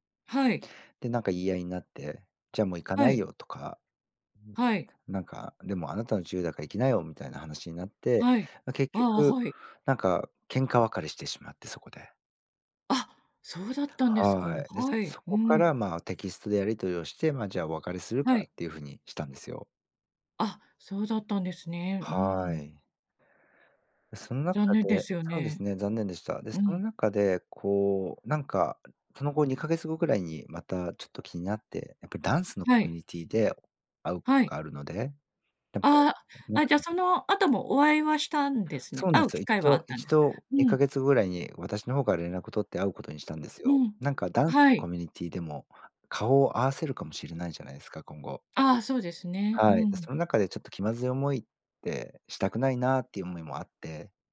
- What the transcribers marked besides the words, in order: none
- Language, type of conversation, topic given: Japanese, advice, 元恋人との関係を続けるべきか、終わらせるべきか迷ったときはどうすればいいですか？